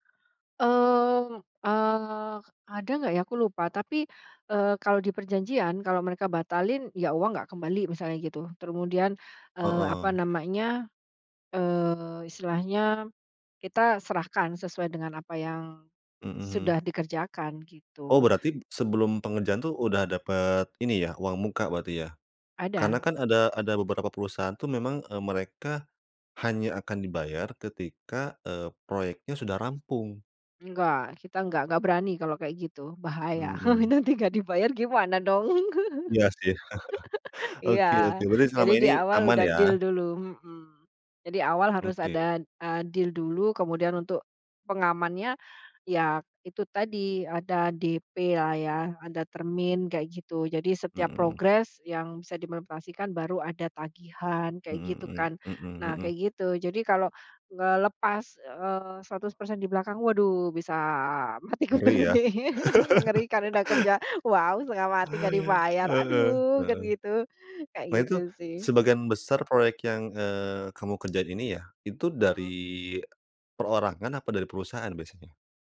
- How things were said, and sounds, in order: chuckle; laugh; in English: "deal"; in English: "deal"; "dimonetisasikan" said as "dimoneptasikan"; laughing while speaking: "mati kutu nih"; laugh; tapping
- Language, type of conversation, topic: Indonesian, podcast, Apa yang membuat kamu bersemangat mengerjakan proyek ini?